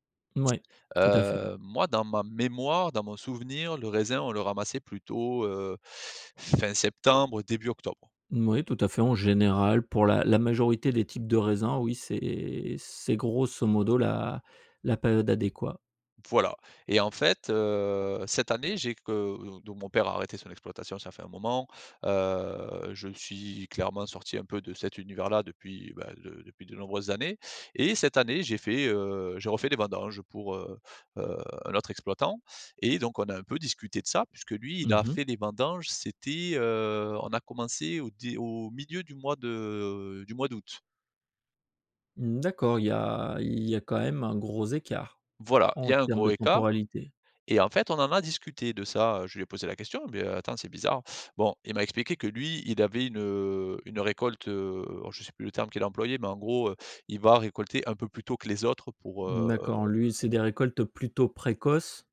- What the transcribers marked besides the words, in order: none
- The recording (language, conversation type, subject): French, podcast, Que penses-tu des saisons qui changent à cause du changement climatique ?